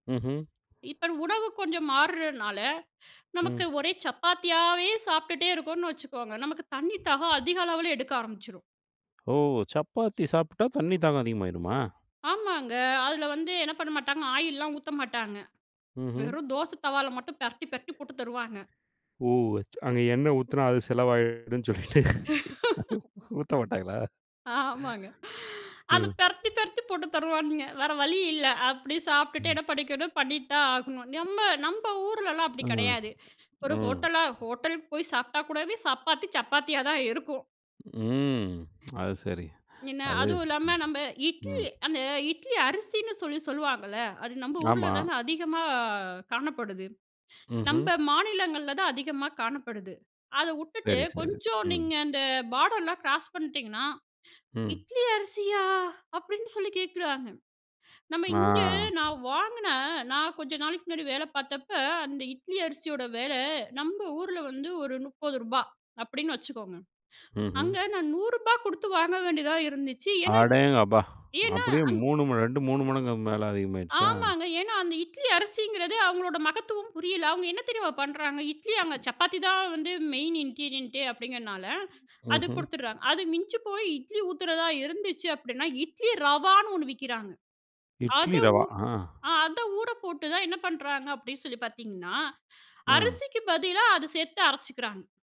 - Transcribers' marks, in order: tapping; other background noise; laugh; sigh; drawn out: "ம்"; in English: "இன்கிரீடியன்ட்டே"
- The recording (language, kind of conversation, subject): Tamil, podcast, உணவு பழக்கங்கள் நமது மனநிலையை எப்படிப் பாதிக்கின்றன?